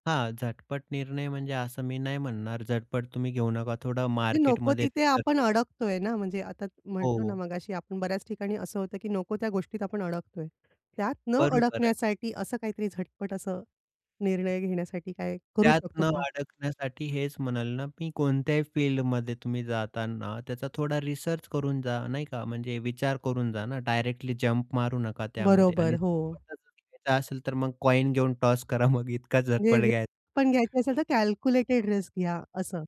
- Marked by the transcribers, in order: tapping; unintelligible speech; other background noise; in English: "टॉस"; chuckle; in English: "रिस्कपण"; in English: "रिस्क"
- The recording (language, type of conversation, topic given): Marathi, podcast, निर्णय घ्यायला तुम्ही नेहमी का अडकता?